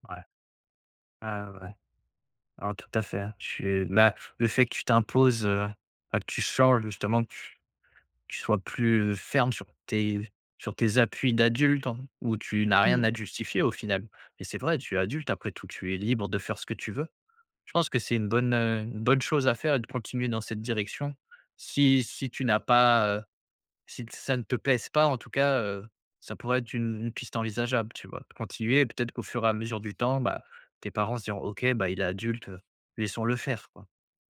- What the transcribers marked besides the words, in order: none
- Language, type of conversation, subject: French, advice, Comment gérez-vous la pression familiale pour avoir des enfants ?